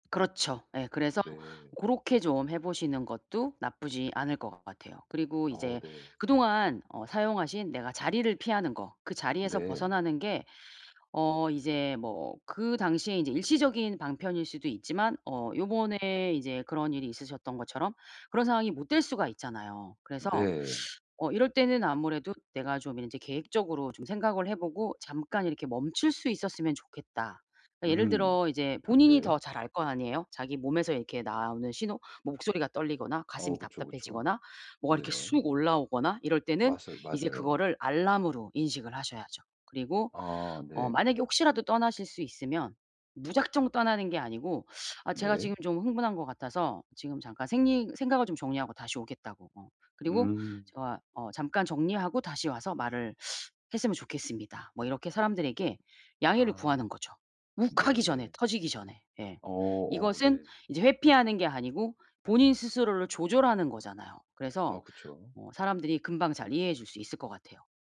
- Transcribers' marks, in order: other background noise
- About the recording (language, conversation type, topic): Korean, advice, 분노와 불안을 더 잘 조절하려면 무엇부터 시작해야 할까요?